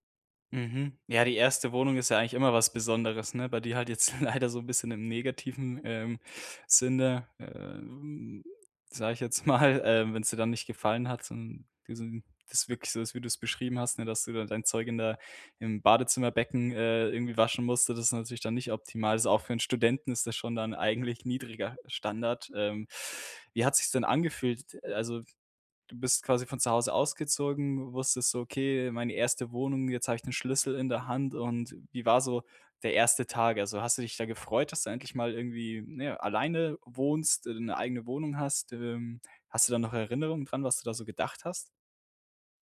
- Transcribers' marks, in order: laughing while speaking: "leider"; laughing while speaking: "mal"
- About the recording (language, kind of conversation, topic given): German, podcast, Wie war dein erster großer Umzug, als du zum ersten Mal allein umgezogen bist?